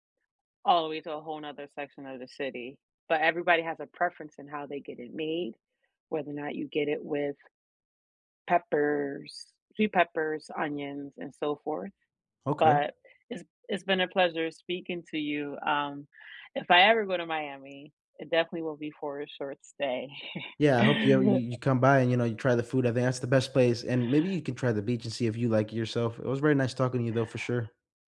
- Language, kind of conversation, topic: English, unstructured, What is the best hidden gem in your hometown, why is it special to you, and how did you discover it?
- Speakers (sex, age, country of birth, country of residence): female, 35-39, United States, United States; male, 25-29, United States, United States
- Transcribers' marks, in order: other background noise; chuckle